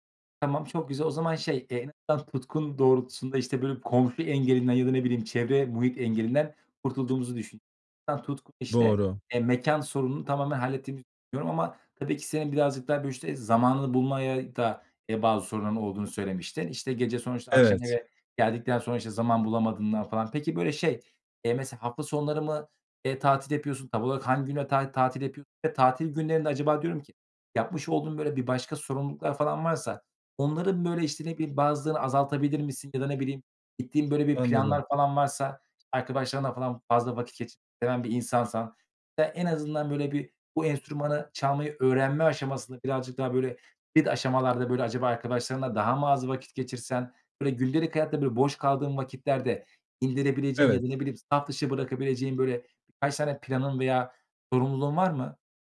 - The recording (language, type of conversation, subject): Turkish, advice, Tutkuma daha fazla zaman ve öncelik nasıl ayırabilirim?
- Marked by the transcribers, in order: unintelligible speech; other background noise; unintelligible speech; tapping